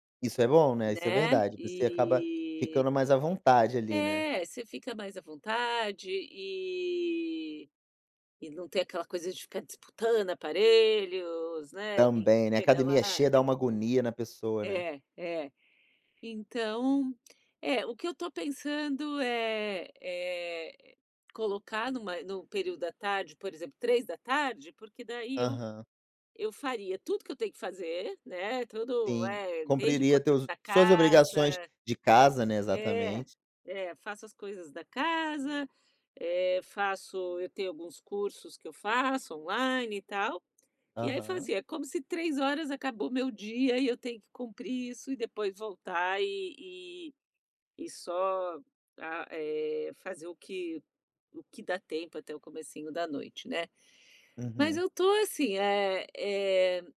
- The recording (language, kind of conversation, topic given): Portuguese, advice, Como retomar os exercícios físicos após um período parado?
- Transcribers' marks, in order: none